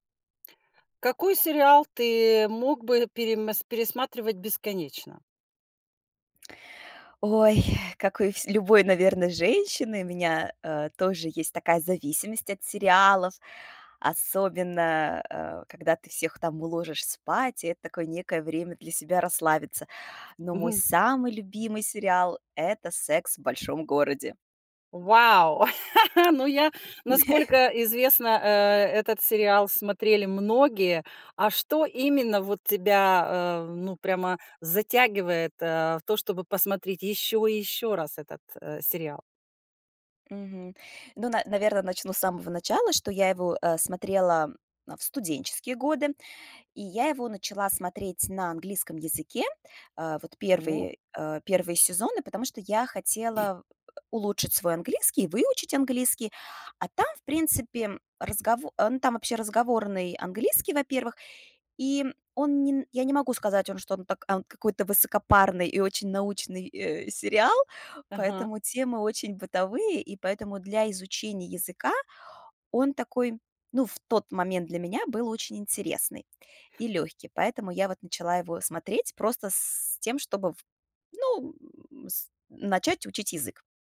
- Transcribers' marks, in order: laugh; tapping; laugh; grunt; grunt
- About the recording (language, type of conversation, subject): Russian, podcast, Какой сериал вы могли бы пересматривать бесконечно?